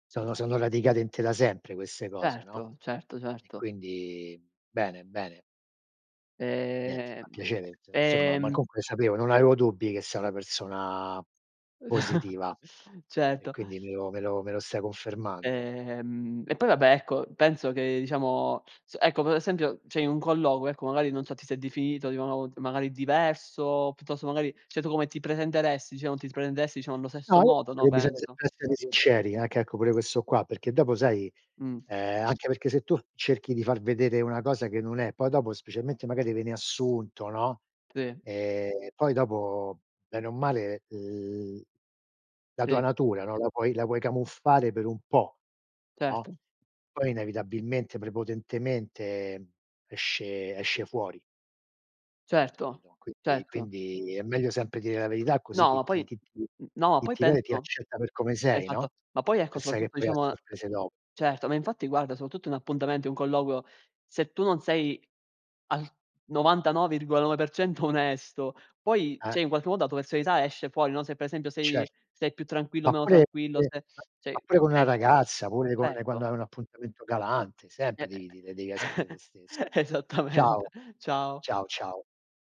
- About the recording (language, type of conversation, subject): Italian, unstructured, Come definiresti chi sei in poche parole?
- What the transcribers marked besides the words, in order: tapping; drawn out: "quindi"; "insomma" said as "nsomma"; other background noise; chuckle; drawn out: "Ehm"; "cioè" said as "ceh"; "colloquio" said as "colloquo"; unintelligible speech; "cioè" said as "ceh"; "presenteresti" said as "spresentessi"; "Capito" said as "pito"; laughing while speaking: "onesto"; "cioè" said as "ceh"; unintelligible speech; chuckle; laughing while speaking: "esattamente"